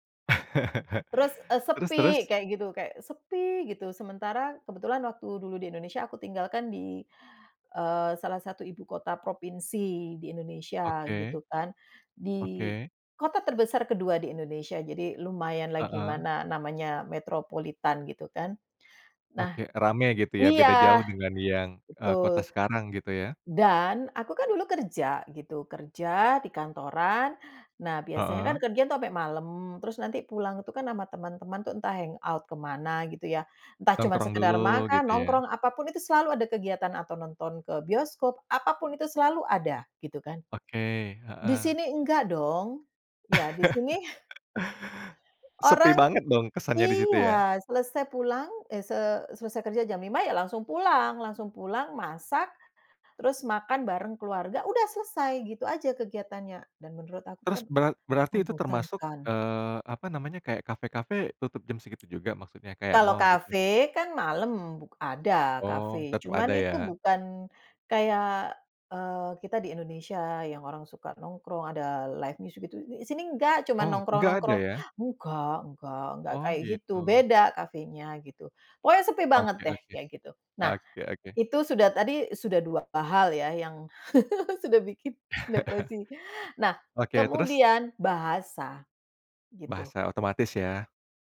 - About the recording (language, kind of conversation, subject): Indonesian, podcast, Bagaimana cerita migrasi keluarga memengaruhi identitas kalian?
- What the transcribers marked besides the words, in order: chuckle; in English: "hang out"; chuckle; other background noise; in English: "live music"; chuckle; laughing while speaking: "sudah bikin depresi"